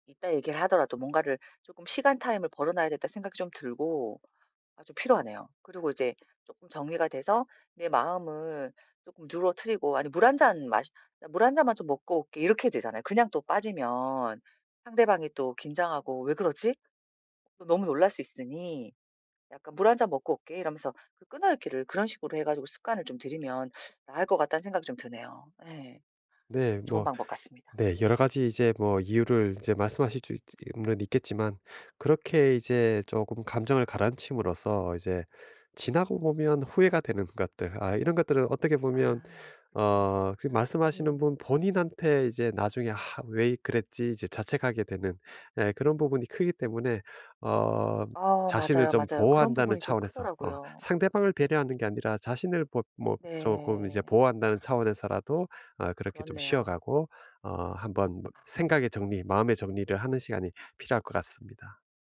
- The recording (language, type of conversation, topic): Korean, advice, 감정을 더 잘 알아차리고 조절하려면 어떻게 하면 좋을까요?
- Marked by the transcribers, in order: other background noise